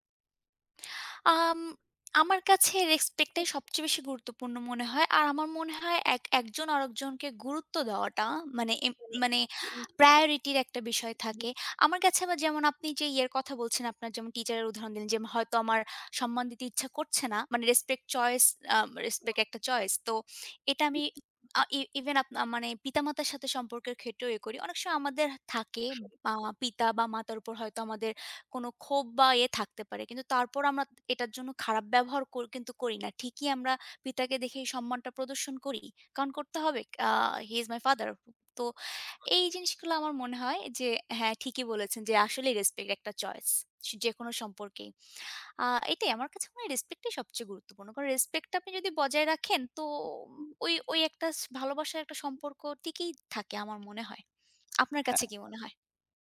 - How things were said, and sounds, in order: unintelligible speech; tapping; unintelligible speech; unintelligible speech; other background noise; unintelligible speech; unintelligible speech; in English: "He is my father"; tsk; unintelligible speech; unintelligible speech; tsk; lip smack
- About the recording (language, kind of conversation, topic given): Bengali, unstructured, তোমার মতে ভালোবাসার সবচেয়ে গুরুত্বপূর্ণ দিক কোনটি?
- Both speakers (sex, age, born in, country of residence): female, 25-29, Bangladesh, United States; male, 25-29, Bangladesh, Bangladesh